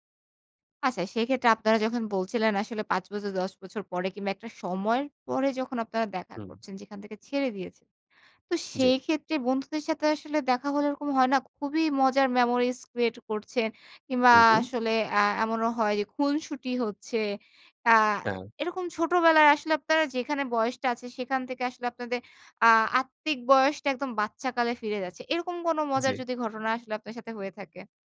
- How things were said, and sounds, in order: in English: "memories create"
- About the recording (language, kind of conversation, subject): Bengali, podcast, পুরনো ও নতুন বন্ধুত্বের মধ্যে ভারসাম্য রাখার উপায়